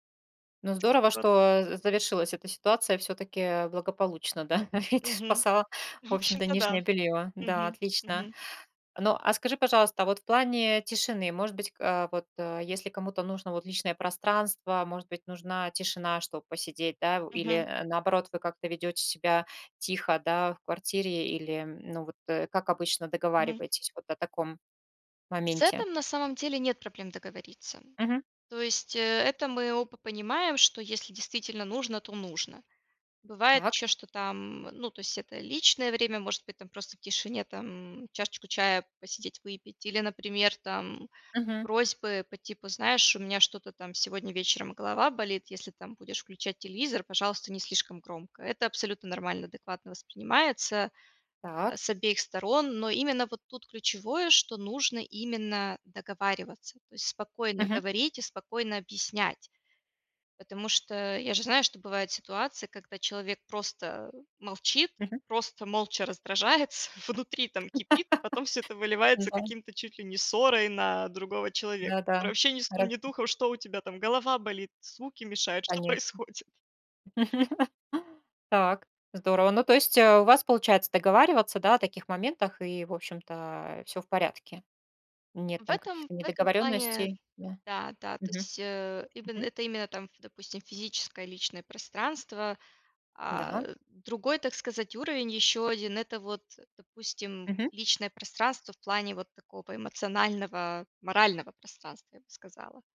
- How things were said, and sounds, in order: tapping; unintelligible speech; laughing while speaking: "Ведь"; laughing while speaking: "раздражается"; laugh; chuckle; laughing while speaking: "происходит?"; other background noise
- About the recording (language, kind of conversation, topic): Russian, podcast, Как договариваться о личном пространстве в доме?